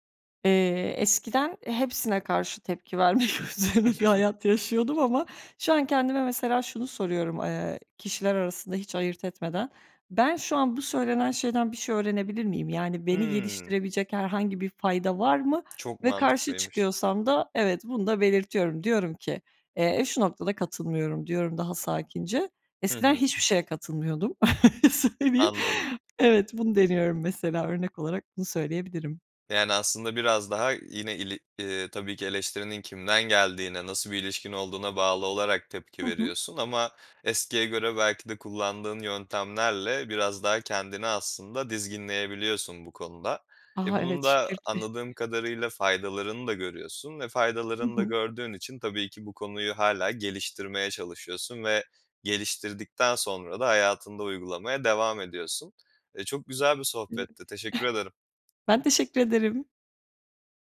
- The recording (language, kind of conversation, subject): Turkish, podcast, Eleştiri alırken nasıl tepki verirsin?
- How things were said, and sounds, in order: laughing while speaking: "üzerine bir hayat yaşıyordum"; giggle; chuckle; laughing while speaking: "söyleyeyim"; tapping; giggle